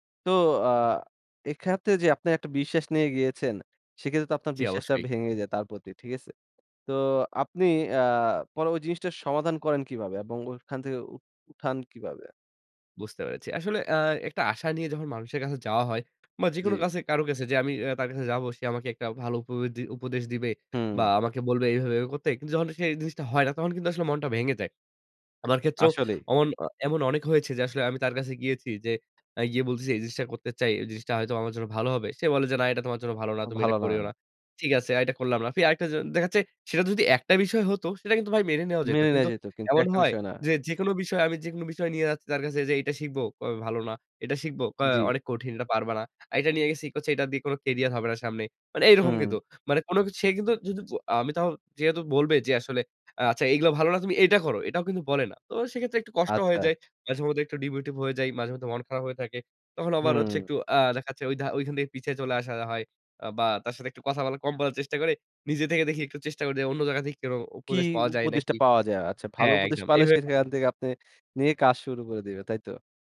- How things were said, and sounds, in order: "এক্ষেত্রে" said as "এখাতে"; in English: "ডিমটিভ"; "ডিমটিভেটেড" said as "ডিমটিভ"; "আবার" said as "অবার"; "কোনো" said as "কিরো"; "সেখান" said as "সেটাখান"
- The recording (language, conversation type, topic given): Bengali, podcast, দীর্ঘ সময় অনুপ্রেরণা ধরে রাখার কৌশল কী?